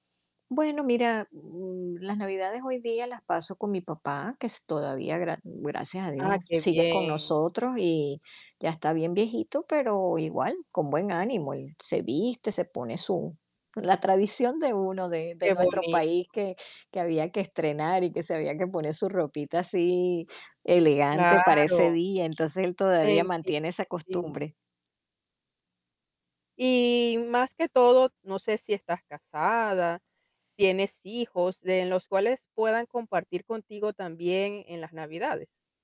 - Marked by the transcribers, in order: static; distorted speech
- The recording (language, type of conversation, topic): Spanish, podcast, ¿Cuál es una tradición familiar que te ha marcado y por qué?